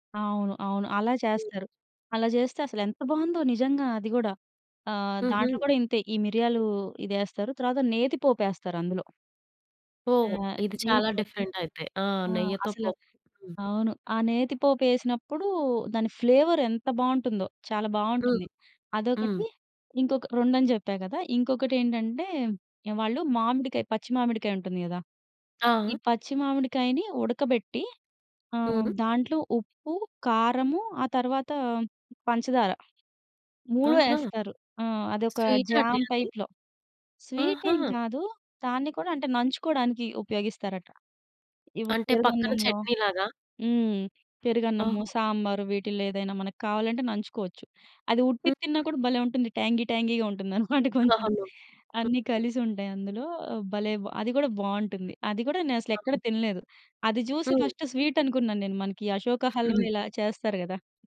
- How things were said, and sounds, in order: other background noise; in English: "డిఫరెంట్"; in English: "ఫ్లేవర్"; in English: "జామ్ టైప్‌లో"; tapping; in English: "ట్యాంగీ ట్యాంగీగా"; chuckle; in English: "ఫస్ట్"; giggle
- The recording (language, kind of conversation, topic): Telugu, podcast, ప్రాంతీయ ఆహారాన్ని తొలిసారి ప్రయత్నించేటప్పుడు ఎలాంటి విధానాన్ని అనుసరించాలి?